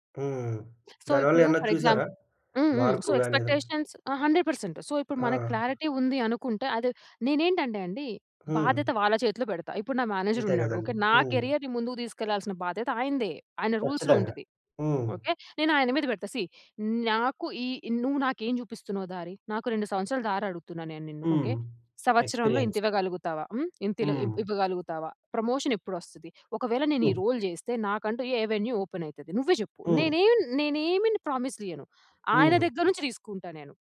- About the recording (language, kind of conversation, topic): Telugu, podcast, ఉద్యోగంలో మీ అవసరాలను మేనేజర్‌కు మర్యాదగా, స్పష్టంగా ఎలా తెలియజేస్తారు?
- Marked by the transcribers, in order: in English: "సో"; in English: "ఫర్ ఎగ్జాం"; tapping; in English: "సో, ఎక్స్పెక్టేషన్స్"; in English: "హండ్రెడ్ పర్సెంట్ సో"; in English: "క్లారిటీ"; in English: "కేరియర్‌ని"; in English: "రూల్స్‌లో"; in English: "సీ"; in English: "ఎక్స్పీరియన్స్"; in English: "ప్రమోషన్"; other noise; in English: "రోల్"; in English: "వెన్యూ"